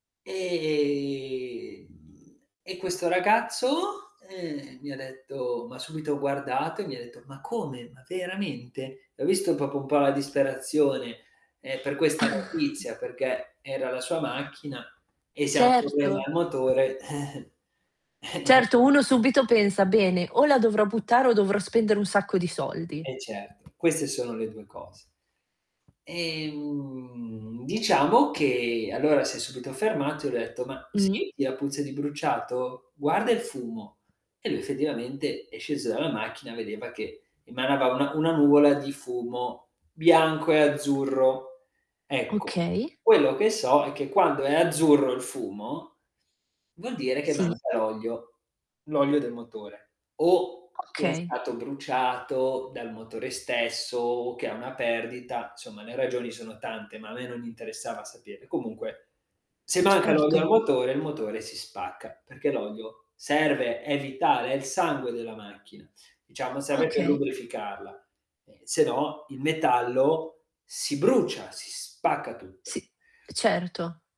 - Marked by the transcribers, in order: "proprio" said as "propo"; chuckle; distorted speech; chuckle; tapping; other background noise; static
- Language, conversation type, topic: Italian, podcast, Qual è un gesto gentile che non riesci a dimenticare?